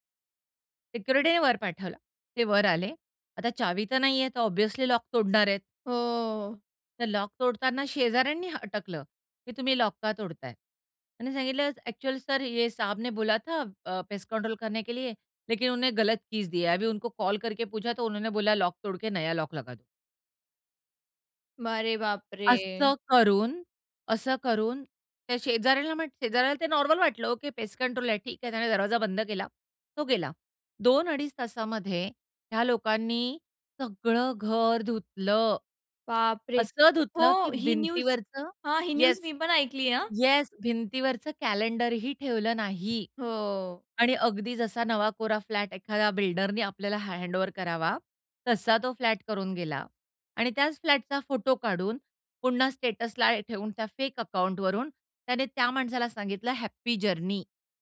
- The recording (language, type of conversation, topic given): Marathi, podcast, त्यांची खाजगी मोकळीक आणि सार्वजनिक आयुष्य यांच्यात संतुलन कसं असावं?
- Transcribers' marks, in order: in English: "ऑब्व्हियसली"; drawn out: "हो"; in Hindi: "ये साहब ने बोला था … लॉक लगा दो"; "अरे" said as "बारे"; in English: "पेस्ट कंट्रोल"; in English: "न्यूज"; in English: "न्यूज"; drawn out: "हो"; in English: "हँडओव्हर"; in English: "स्टेटसला"; in English: "जर्नी"